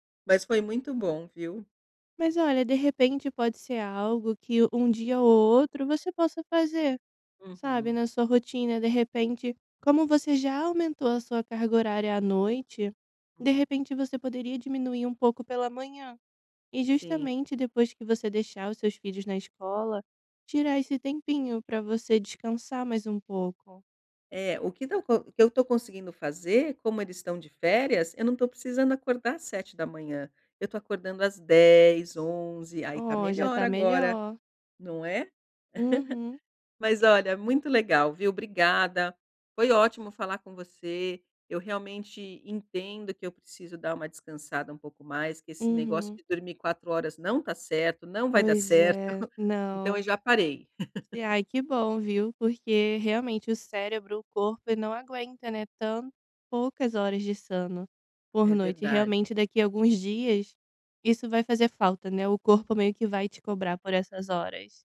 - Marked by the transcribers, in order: laugh; laugh
- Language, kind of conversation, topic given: Portuguese, advice, Por que não consigo relaxar depois de um dia estressante?